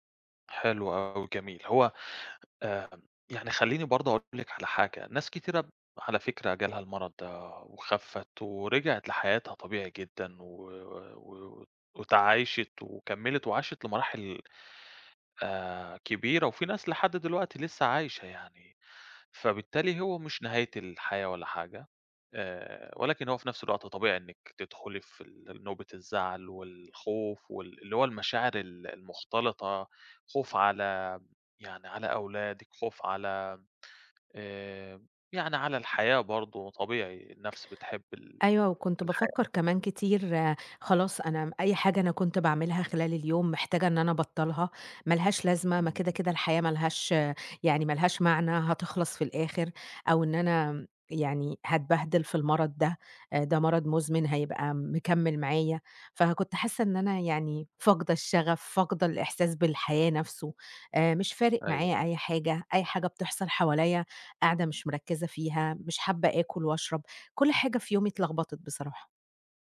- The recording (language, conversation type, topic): Arabic, advice, إزاي بتتعامل مع المرض اللي بقاله معاك فترة ومع إحساسك إنك تايه ومش عارف هدفك في الحياة؟
- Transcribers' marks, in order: other background noise